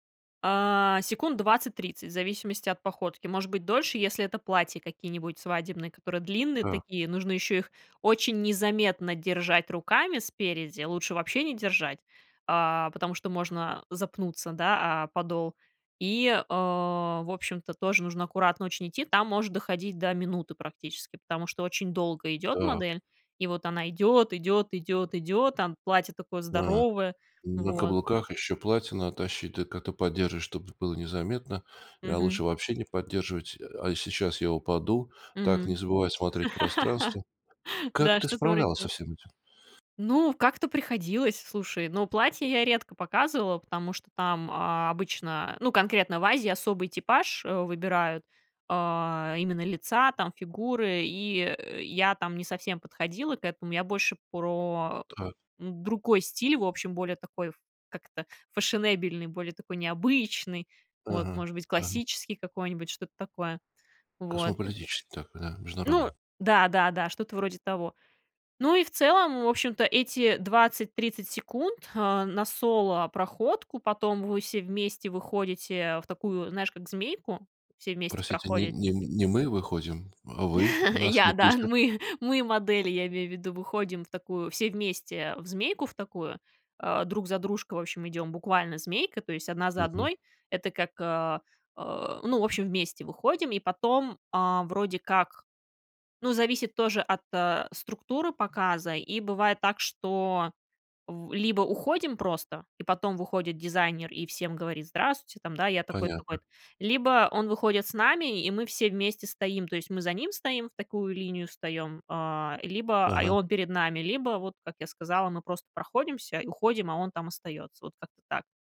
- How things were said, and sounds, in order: tapping; laugh; chuckle
- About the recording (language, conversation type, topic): Russian, podcast, Как справиться с волнением перед выступлением?